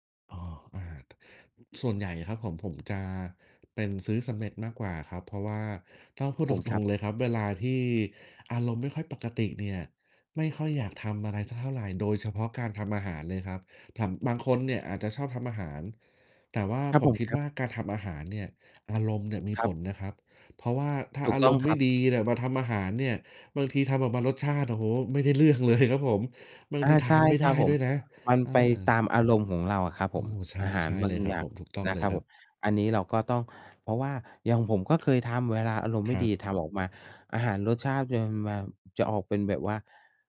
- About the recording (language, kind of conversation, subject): Thai, unstructured, คุณเคยมีช่วงเวลาที่อาหารช่วยปลอบใจคุณไหม?
- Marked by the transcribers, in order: distorted speech; laughing while speaking: "ตรง ๆ"; laughing while speaking: "เลย"